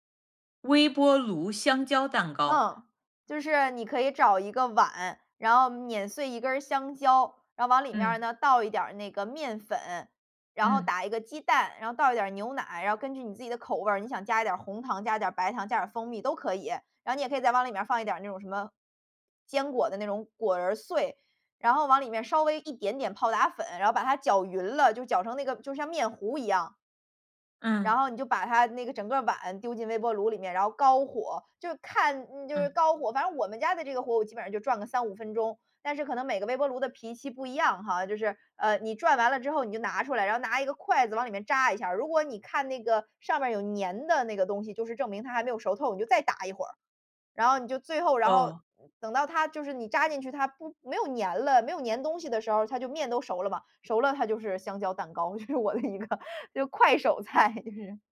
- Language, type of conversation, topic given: Chinese, podcast, 你平时做饭有哪些习惯？
- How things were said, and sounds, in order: laughing while speaking: "这是我的一个 就是快手菜 就是"